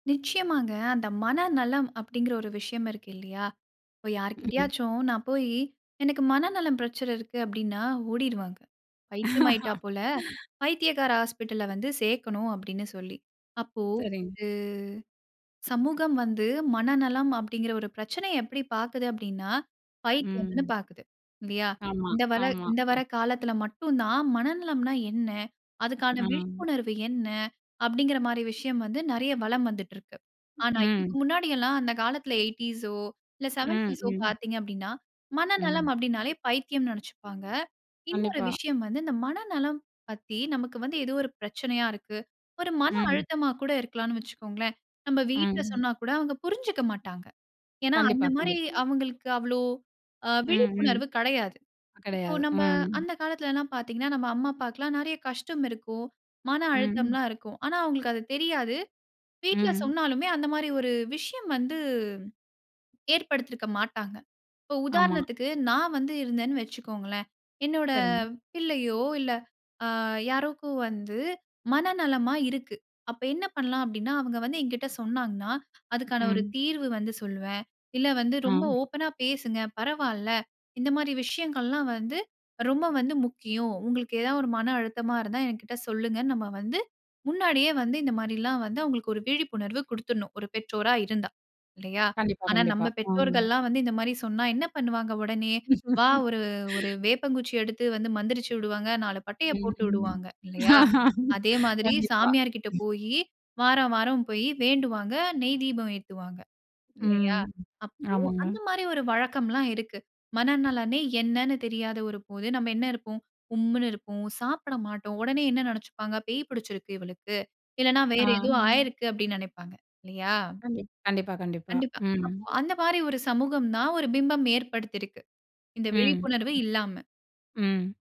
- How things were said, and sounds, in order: other noise; laugh; other background noise; in English: "எய்டீஸ் ஓ"; in English: "செவன்டீஸ்"; laugh; laugh
- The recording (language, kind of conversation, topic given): Tamil, podcast, மனநலச் சிக்கல்கள் இருந்தால், வீட்டில் அதைப் பற்றி எப்படி பேசலாம்?